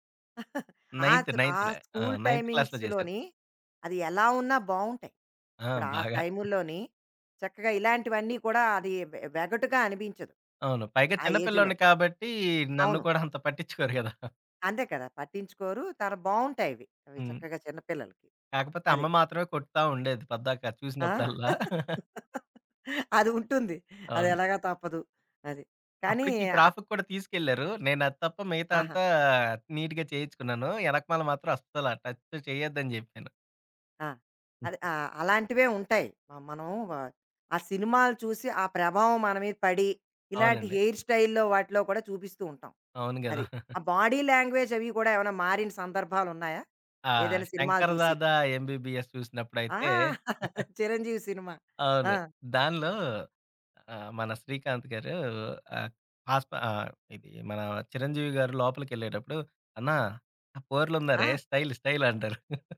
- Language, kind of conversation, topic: Telugu, podcast, ఏ సినిమా పాత్ర మీ స్టైల్‌ను మార్చింది?
- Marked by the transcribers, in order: chuckle; in English: "టైమింగ్స్‌లోని"; in English: "క్లాస్‌లో"; other background noise; in English: "ఏజ్‌లోని"; laughing while speaking: "అంత పట్టించుకోరు కదా!"; chuckle; in English: "క్రాఫ్‌కి"; in English: "నీట్‌గా"; in English: "టచ్"; chuckle; in English: "హెయిర్ స్టైల్‌లో"; in English: "బాడీ"; chuckle; chuckle; put-on voice: "అన్నా, ఆ పోర్లున్నారే స్టైలు స్టైల్"; in English: "స్టైల్"; chuckle